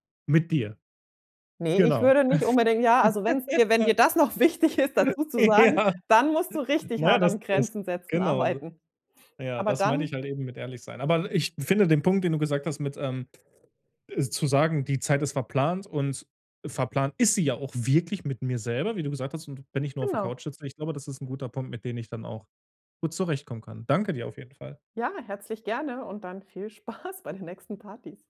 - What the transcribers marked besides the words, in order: chuckle; laughing while speaking: "noch wichtig"; laughing while speaking: "Ja"; unintelligible speech; stressed: "sie"; laughing while speaking: "Spaß"
- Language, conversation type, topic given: German, advice, Wie sage ich Freunden höflich und klar, dass ich nicht zu einer Einladung kommen kann?